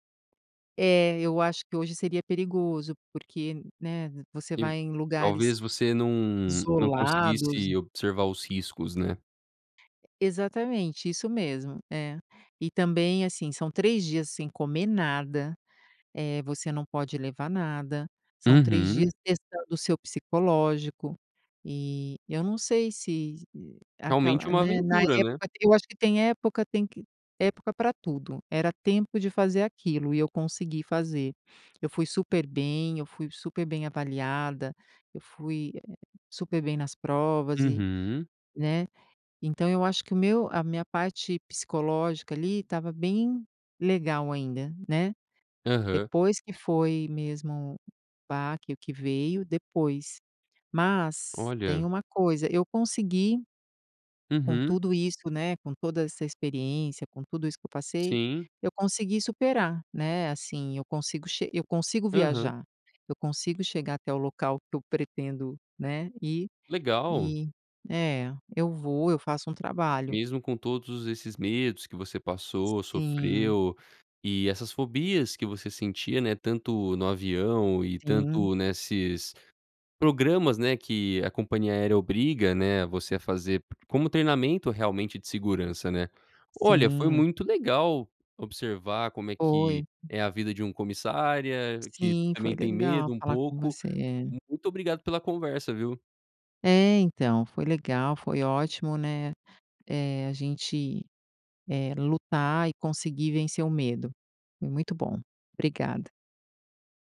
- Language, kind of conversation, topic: Portuguese, podcast, Quando foi a última vez em que você sentiu medo e conseguiu superá-lo?
- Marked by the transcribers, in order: tapping; other background noise